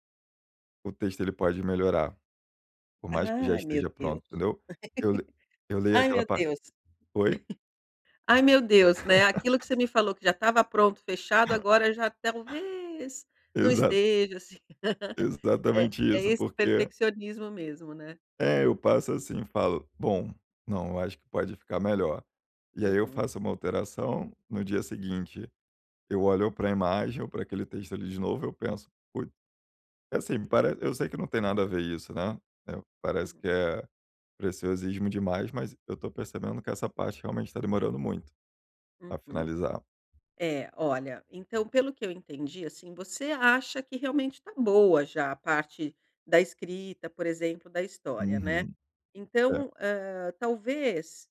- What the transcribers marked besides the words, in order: laugh; chuckle; laugh; other background noise; laugh
- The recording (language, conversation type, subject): Portuguese, advice, Como posso finalizar trabalhos antigos sem cair no perfeccionismo?